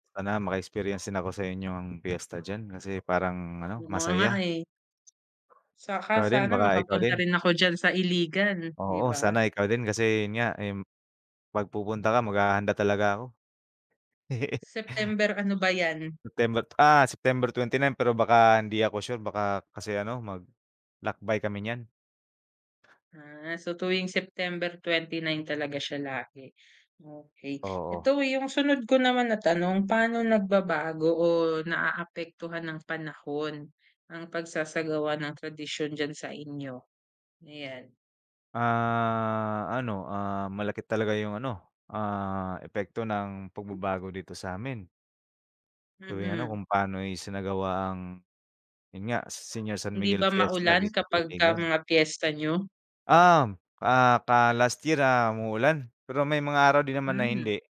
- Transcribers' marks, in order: other noise; other background noise; laugh; in English: "last year"
- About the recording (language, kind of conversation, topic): Filipino, unstructured, Ano ang pinakamahalagang tradisyon sa inyong lugar?